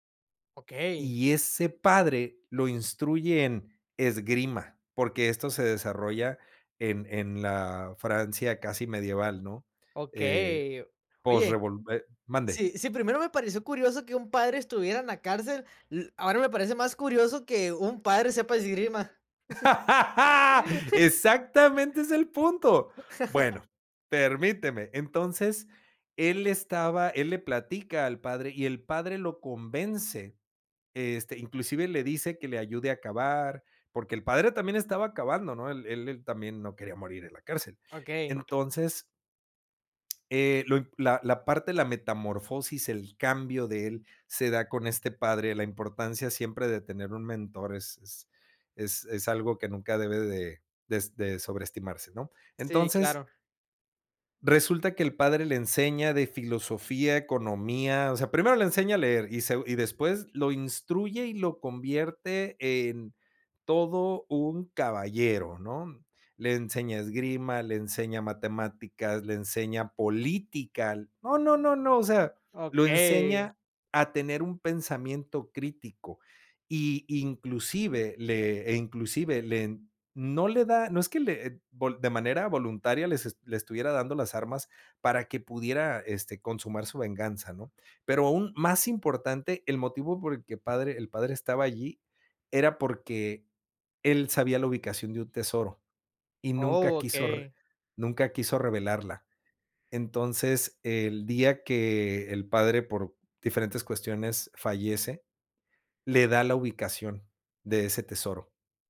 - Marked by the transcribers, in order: tapping; laugh; chuckle; other background noise; laugh
- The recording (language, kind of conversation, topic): Spanish, podcast, ¿Qué hace que un personaje sea memorable?